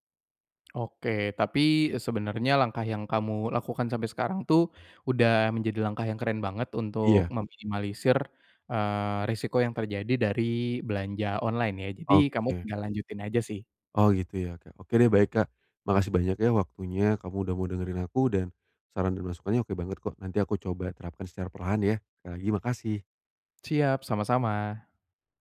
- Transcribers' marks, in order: other background noise
- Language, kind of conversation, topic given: Indonesian, advice, Bagaimana cara mengetahui kualitas barang saat berbelanja?